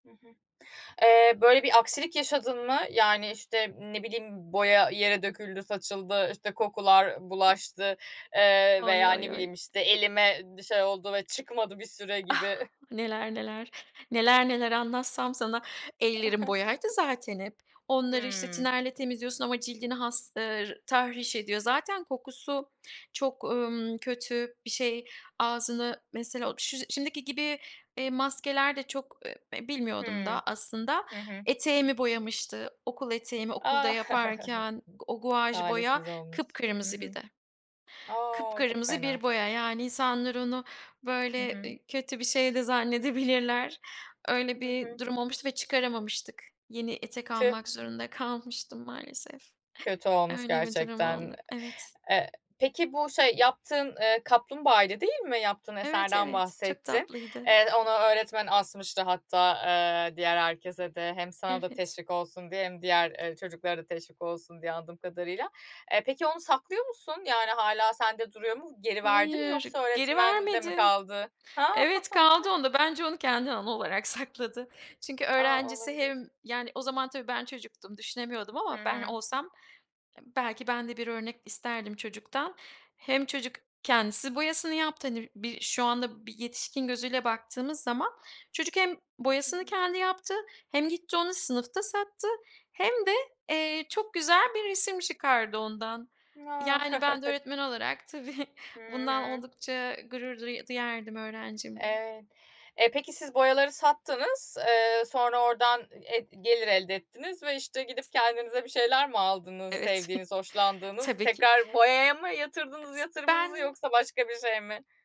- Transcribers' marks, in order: other background noise; unintelligible speech; background speech; chuckle; chuckle; laugh; chuckle; chuckle
- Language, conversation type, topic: Turkish, podcast, Bir hobiye ilk kez nasıl başladığını hatırlıyor musun?